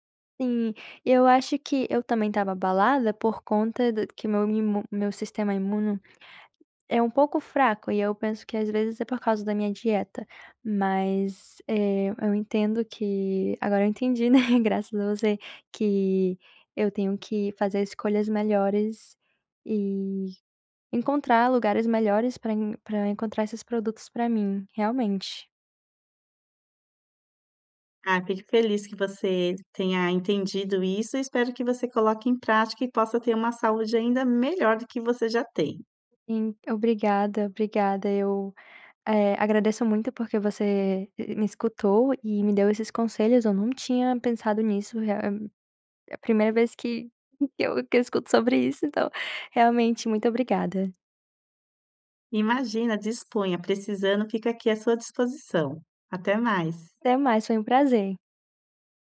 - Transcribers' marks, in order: other background noise
- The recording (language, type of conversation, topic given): Portuguese, advice, Como é que você costuma comer quando está estressado(a) ou triste?